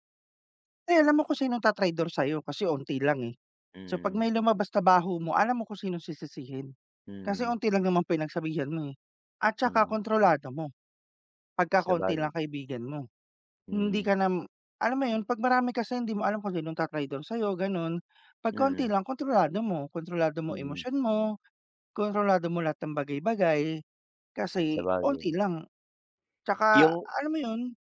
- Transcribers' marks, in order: other background noise
- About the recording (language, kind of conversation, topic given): Filipino, unstructured, Alin ang mas gusto mo: magkaroon ng maraming kaibigan o magkaroon ng iilan lamang na malalapit na kaibigan?